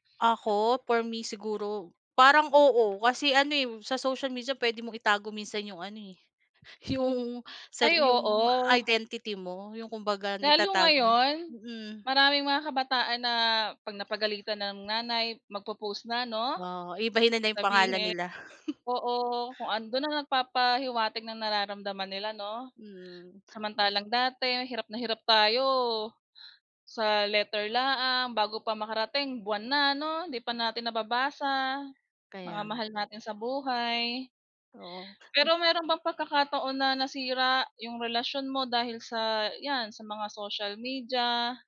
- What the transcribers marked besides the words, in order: laughing while speaking: "yung"; chuckle; other background noise
- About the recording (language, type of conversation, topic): Filipino, unstructured, Ano ang palagay mo sa epekto ng midyang panlipunan sa ating komunikasyon?